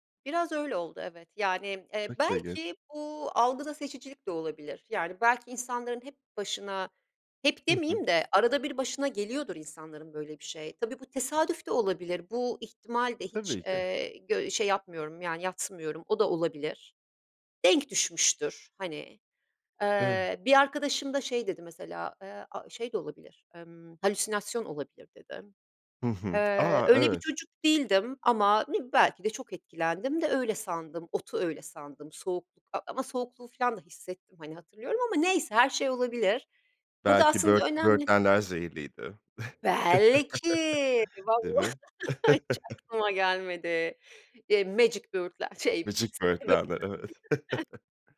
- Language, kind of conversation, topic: Turkish, podcast, Doğayla ilgili en unutulmaz anını anlatır mısın?
- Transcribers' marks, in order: tapping; other noise; stressed: "Belki"; chuckle; unintelligible speech; chuckle